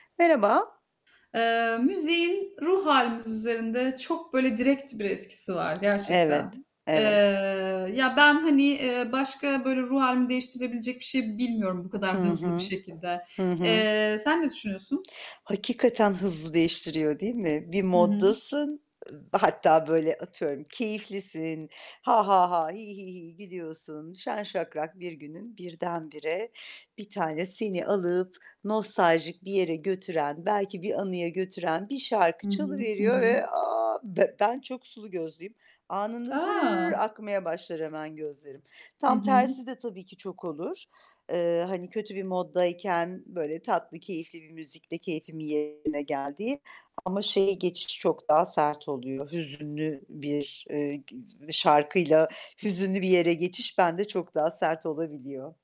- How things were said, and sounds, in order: other background noise; tapping; static; distorted speech; other noise
- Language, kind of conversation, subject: Turkish, unstructured, Müzik ruh halini nasıl etkiler?